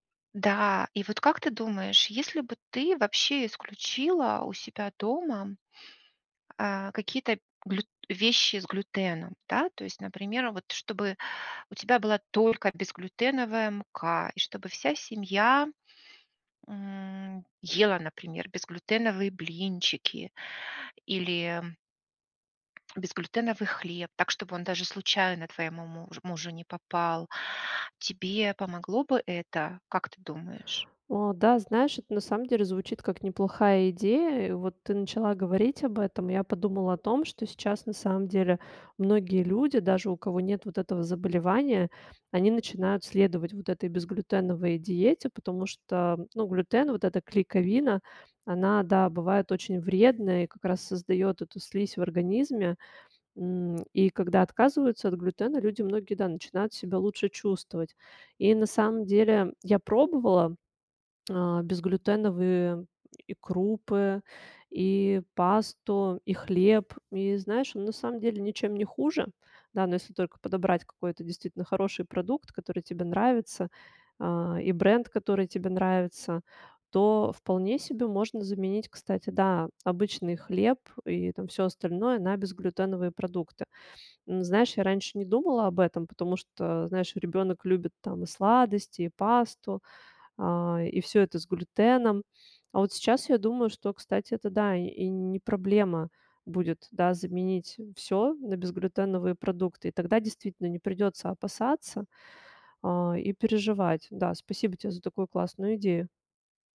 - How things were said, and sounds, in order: tapping
- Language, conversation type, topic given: Russian, advice, Какое изменение в вашем здоровье потребовало от вас новой рутины?